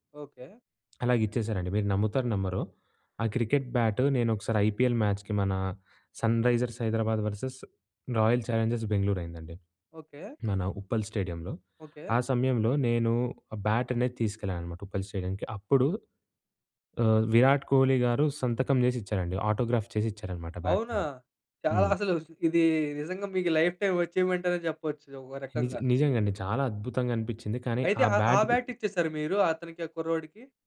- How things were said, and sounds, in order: tapping; in English: "క్రికెట్ బ్యాట్"; in English: "ఐపీఎల్ మ్యాచ్‍కి"; in English: "వర్సెస్"; in English: "బ్యాట్"; in English: "ఆటోగ్రాఫ్"; in English: "బ్యాట్"; in English: "లైఫ్‌టైం అచీవ్మెంట్"; other background noise; in English: "బ్యాట్"; in English: "బ్యాట్"
- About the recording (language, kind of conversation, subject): Telugu, podcast, ఒక చిన్న సహాయం పెద్ద మార్పు తేవగలదా?